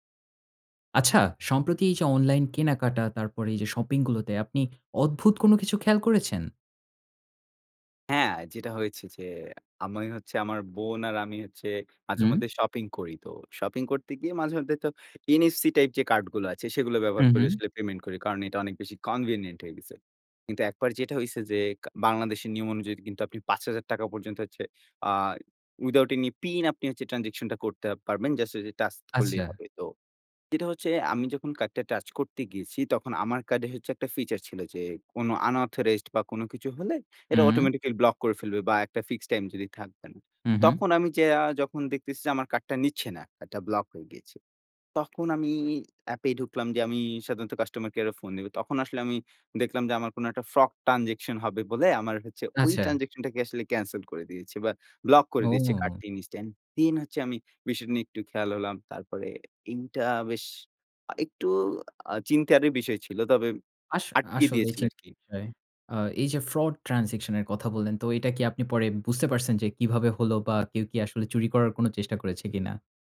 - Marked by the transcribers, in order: other background noise; "আমি" said as "আমে"; in English: "কনভিনিয়েন্ট"; in English: "উইথআউট অ্যানি পিন"; in English: "আনঅথরাইজড"; in English: "অটোমেটিক্যালি"; "ফ্রড" said as "ফ্রক"; tapping
- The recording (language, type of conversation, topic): Bengali, podcast, আপনি অনলাইনে লেনদেন কীভাবে নিরাপদ রাখেন?